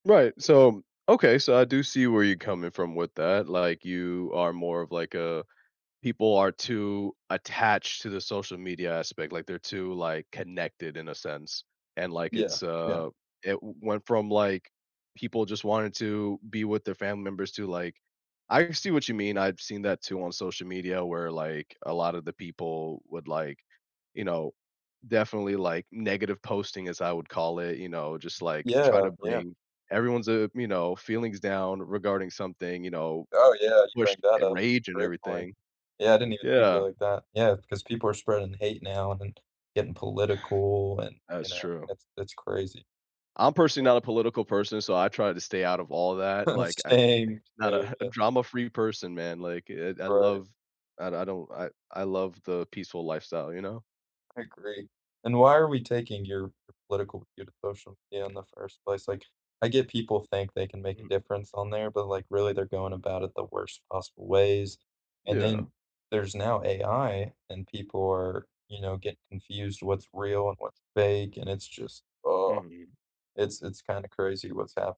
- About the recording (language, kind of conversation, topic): English, unstructured, How does technology shape your connections, and what small choices bring you closer?
- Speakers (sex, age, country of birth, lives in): male, 20-24, United States, United States; male, 30-34, United States, United States
- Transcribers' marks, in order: chuckle; laughing while speaking: "Same"; other background noise; chuckle; groan